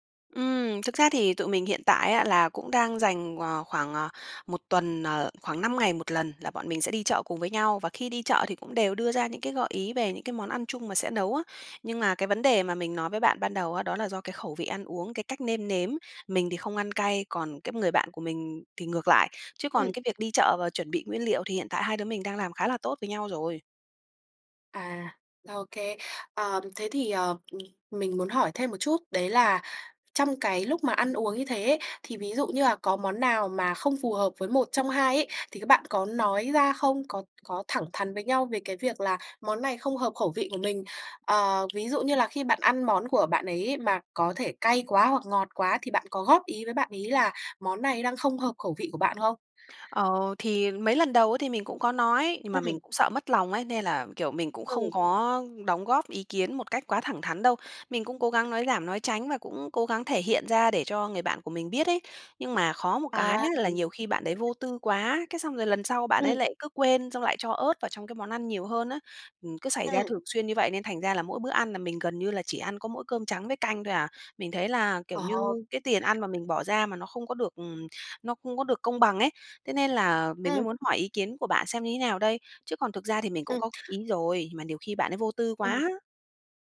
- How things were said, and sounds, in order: tapping; other background noise
- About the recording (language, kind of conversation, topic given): Vietnamese, advice, Làm sao để cân bằng chế độ ăn khi sống chung với người có thói quen ăn uống khác?